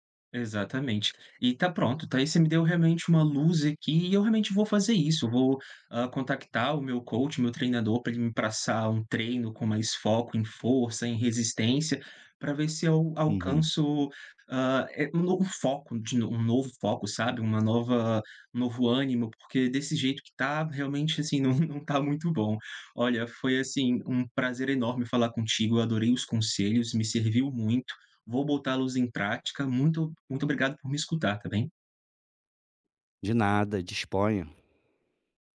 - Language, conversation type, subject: Portuguese, advice, Como posso manter a rotina de treinos e não desistir depois de poucas semanas?
- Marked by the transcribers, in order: in English: "coach"; other background noise; laughing while speaking: "não"